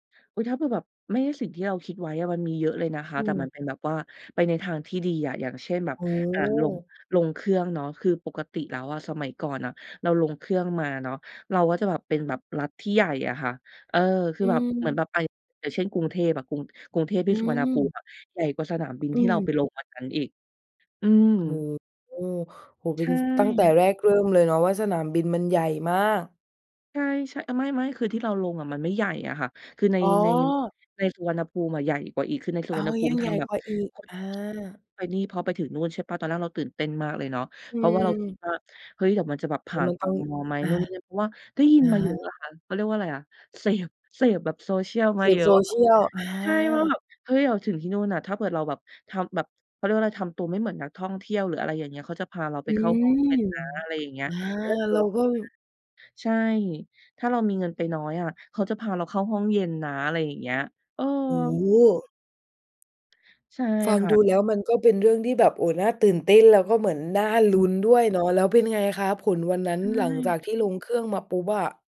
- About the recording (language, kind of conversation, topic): Thai, podcast, การเดินทางครั้งไหนที่ทำให้คุณมองโลกเปลี่ยนไปบ้าง?
- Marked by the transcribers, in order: unintelligible speech; other noise; "เกิด" said as "เผิด"